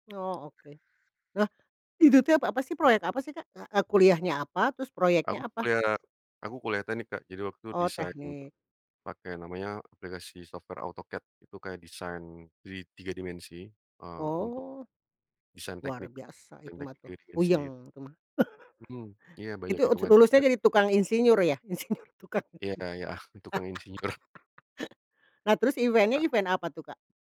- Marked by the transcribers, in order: in English: "software"; chuckle; laughing while speaking: "Insinyur, tukang"; laughing while speaking: "ya, tukang insinyur"; laugh; in English: "event-nya, event"; other background noise
- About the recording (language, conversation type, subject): Indonesian, podcast, Bagaimana cara kamu menemukan perspektif baru saat merasa buntu?